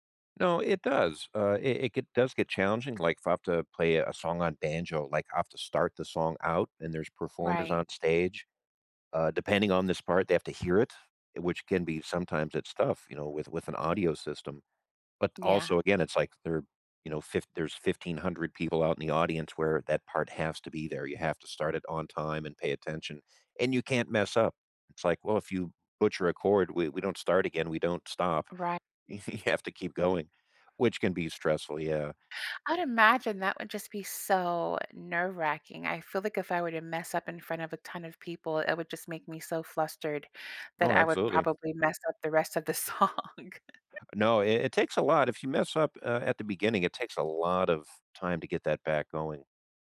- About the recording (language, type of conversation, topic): English, unstructured, How can one get creatively unstuck when every idea feels flat?
- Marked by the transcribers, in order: laughing while speaking: "you you"; laughing while speaking: "song"; laugh